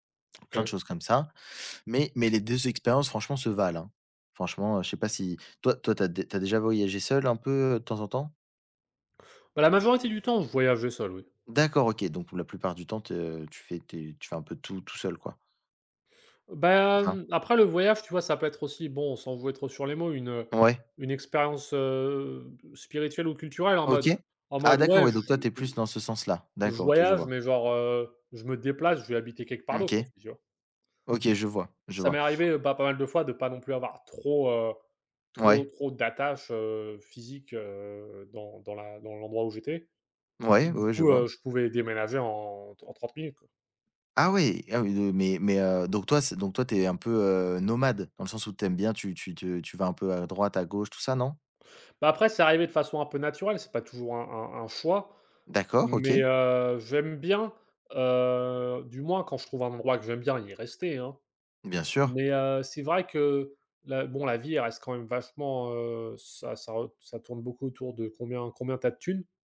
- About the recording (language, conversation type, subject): French, unstructured, Quels défis rencontrez-vous pour goûter la cuisine locale en voyage ?
- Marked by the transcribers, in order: other background noise; tapping; stressed: "d'attache"